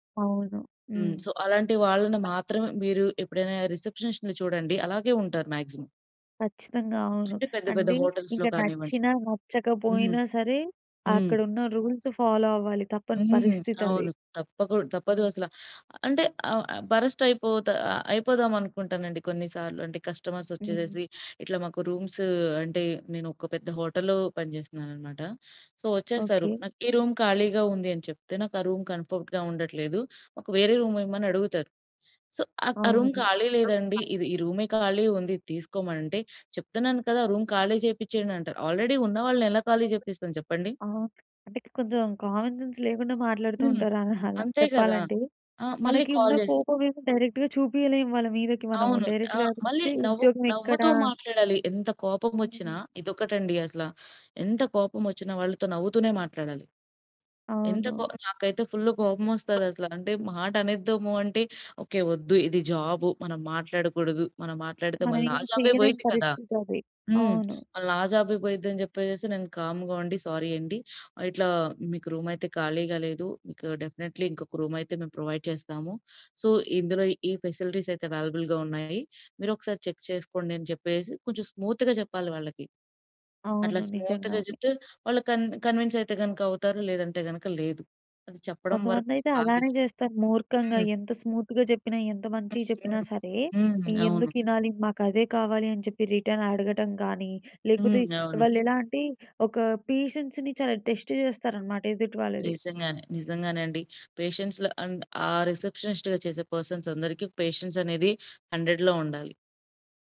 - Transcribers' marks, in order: in English: "సో"; unintelligible speech; in English: "రిసెప్షనిస్ట్‌ని"; in English: "మాక్సిమమ్"; other background noise; in English: "హోటల్స్‌లో"; in English: "ఫాలో"; in English: "బరస్ట్"; in English: "కస్టమర్స్"; in English: "హోటల్‌లో"; in English: "సో"; in English: "రూమ్"; in English: "రూమ్ కంఫర్ట్‌గా"; in English: "రూమ్"; in English: "సో"; in English: "రూమ్"; unintelligible speech; in English: "రూమ్"; in English: "ఆల్రెడీ"; in English: "కామన్‌సెన్స్"; chuckle; in English: "కాల్"; in English: "డైరెక్ట్‌గా"; in English: "డైరెక్ట్‌గా"; in English: "కామ్‌గా"; in English: "సారీ"; in English: "రూమ్"; in English: "డెఫినిట్‌లీ"; in English: "రూమ్"; in English: "ప్రొవైడ్"; in English: "సో"; in English: "ఫెసిలిటీస్"; in English: "అవైలబుల్‌గా"; in English: "చెక్"; in English: "స్మూత్‌గా"; in English: "స్మూత్‌గా"; in English: "కన్ కన్విన్స్"; in English: "స్మూత్‌గా"; unintelligible speech; in English: "రిటర్న్"; in English: "పేషెన్స్‌ని"; in English: "టెస్ట్"; in English: "పేషెన్స్"; in English: "అండ్"; in English: "రిసెప్షనిస్ట్‌గా"; in English: "పర్సన్స్"; in English: "పేషెన్స్"; in English: "హండ్రెడ్‌లో"
- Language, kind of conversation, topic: Telugu, podcast, మీరు ఒత్తిడిని ఎప్పుడు గుర్తించి దాన్ని ఎలా సమర్థంగా ఎదుర్కొంటారు?
- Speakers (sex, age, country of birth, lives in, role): female, 20-24, India, India, host; female, 25-29, India, India, guest